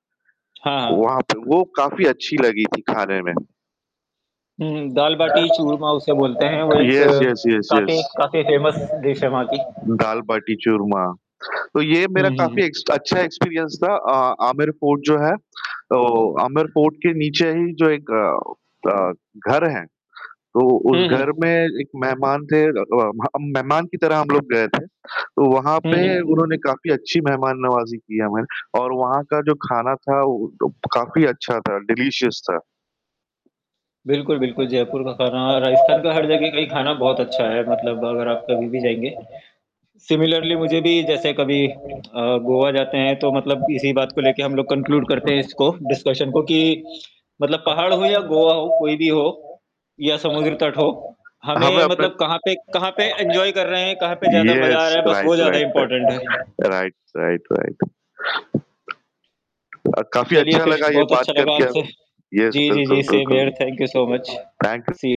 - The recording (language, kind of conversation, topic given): Hindi, unstructured, गर्मी की छुट्टियाँ बिताने के लिए आप पहाड़ों को पसंद करते हैं या समुद्र तट को?
- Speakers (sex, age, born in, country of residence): male, 35-39, India, India; male, 40-44, India, India
- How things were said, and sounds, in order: static; other background noise; mechanical hum; tapping; in English: "येस, येस, येस, येस"; in English: "फ़ेमस डिश"; in English: "एक्सपीरियंस"; distorted speech; in English: "डिलीशियस"; in English: "येस राइट, राइट, राइट। राइट, राइट, राइट"; in English: "सिमिलर्ली"; in English: "कन्क्लूड"; in English: "डिस्कशन"; in English: "एन्जॉय"; in English: "इम्पोर्टेंट"; in English: "येस"; in English: "थैंक यू"; in English: "सेम हियर, थैंक यू सो मच। सी"